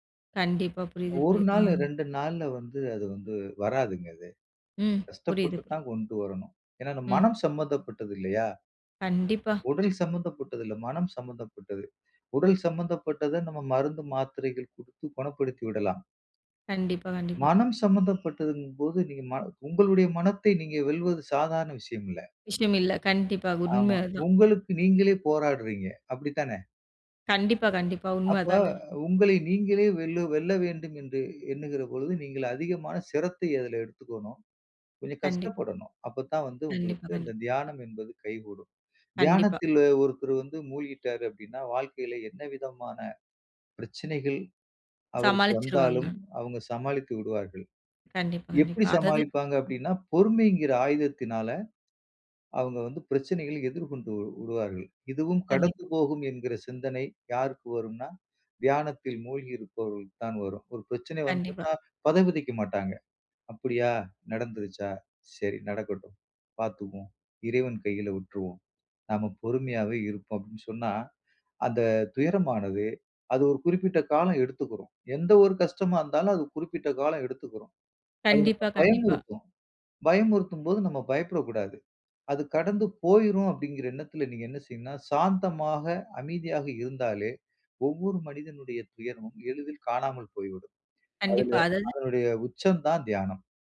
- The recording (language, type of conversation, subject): Tamil, podcast, நேரம் இல்லாத நாளில் எப்படி தியானம் செய்யலாம்?
- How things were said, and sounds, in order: other background noise; tapping